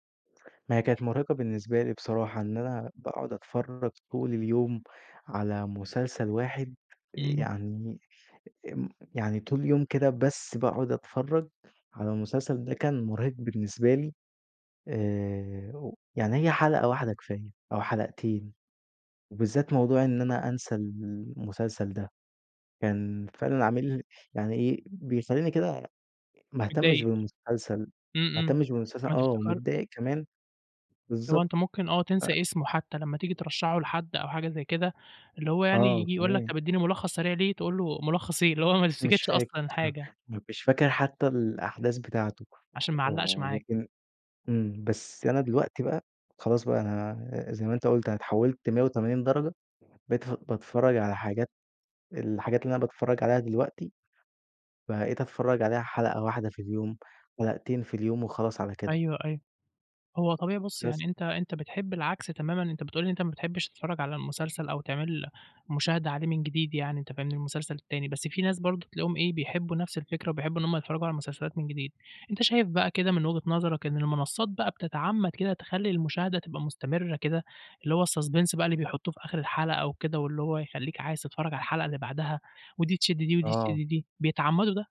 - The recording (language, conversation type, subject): Arabic, podcast, إيه رأيك في ظاهرة متابعة الحلقات ورا بعض دلوقتي؟
- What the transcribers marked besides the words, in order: tapping; laughing while speaking: "اللي هو"; chuckle; in English: "الsuspence"